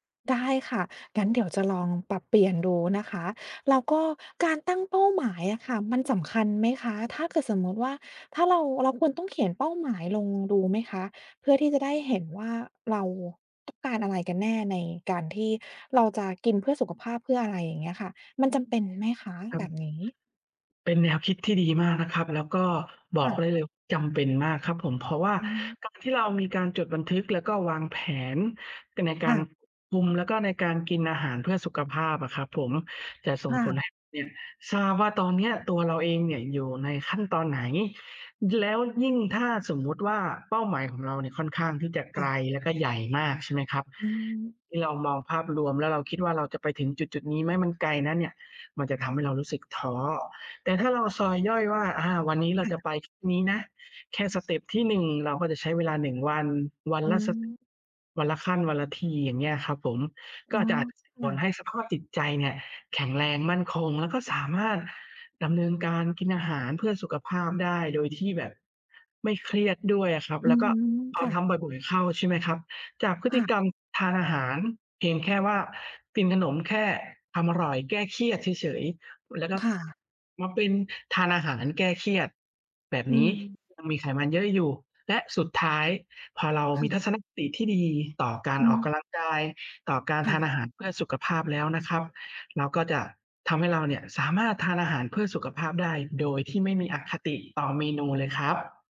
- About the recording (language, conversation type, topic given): Thai, advice, ฉันตั้งใจกินอาหารเพื่อสุขภาพแต่ชอบกินของขบเคี้ยวตอนเครียด ควรทำอย่างไร?
- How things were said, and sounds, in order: tapping; other background noise